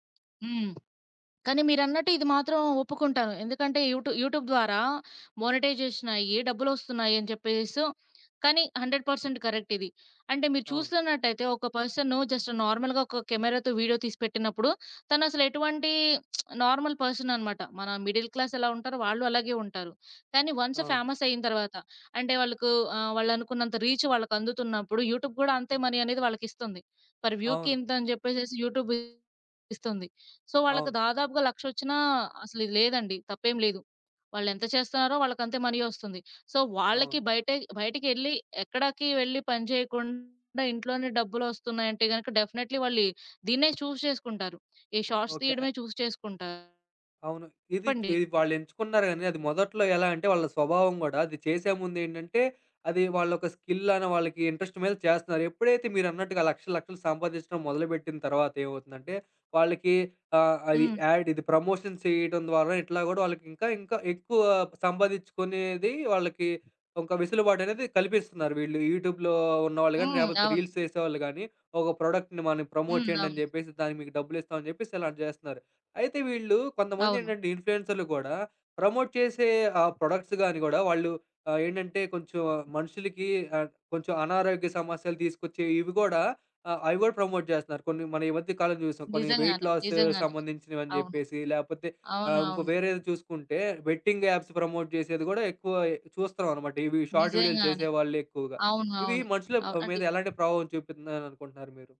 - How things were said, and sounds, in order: other background noise; in English: "మానిటైజేషన్"; in English: "హండ్రెడ్ పర్సెంట్ కరెక్ట్"; in English: "జస్ట్ నార్మల్‌గా"; lip smack; in English: "నార్మల్ పర్సన్"; in English: "మిడిల్ క్లాస్"; in English: "వన్స్ ఫ్యామస్"; in English: "రీచ్"; in English: "మనీ"; in English: "ఫర్ వ్యూ‌కి"; in English: "సో"; in English: "మనీ"; in English: "సో"; in English: "డెఫినైట్‌లి"; in English: "చూస్"; in English: "షార్ట్స్"; in English: "చూస్"; in English: "స్కిల్‌లాన"; in English: "ఇంట్రెస్ట్"; in English: "యాడ్"; in English: "ప్రమోషన్"; in English: "యూట్యూబ్‌లో"; in English: "రీల్స్"; in English: "ప్రొడక్ట్‌ని"; in English: "ప్రమోట్"; in English: "ప్రమోట్"; in English: "ప్రొడక్ట్స్"; in English: "ప్రమోట్"; in English: "వెయిట్"; in English: "బెట్టింగ్ యాప్స్ ప్రమోట్"; in English: "షార్ట్"
- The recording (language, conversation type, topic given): Telugu, podcast, షార్ట్ వీడియోలు ప్రజల వినోద రుచిని ఎలా మార్చాయి?